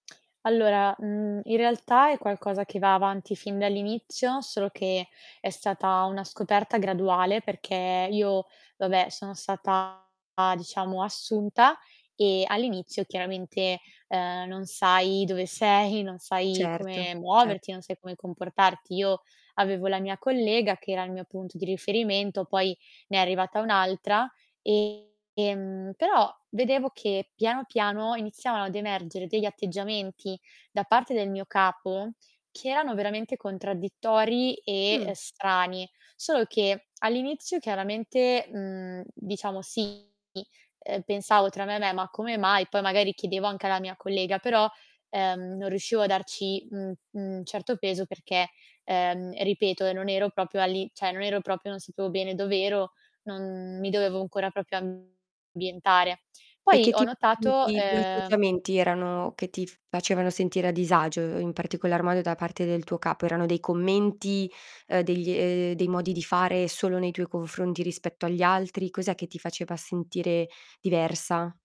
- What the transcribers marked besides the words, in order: static; distorted speech; laughing while speaking: "sei"; "proprio" said as "propio"; "cioè" said as "ceh"; "proprio" said as "propio"; "proprio" said as "propio"
- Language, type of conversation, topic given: Italian, advice, Come posso gestire il senso dell’impostore al lavoro nonostante ottenga buoni risultati?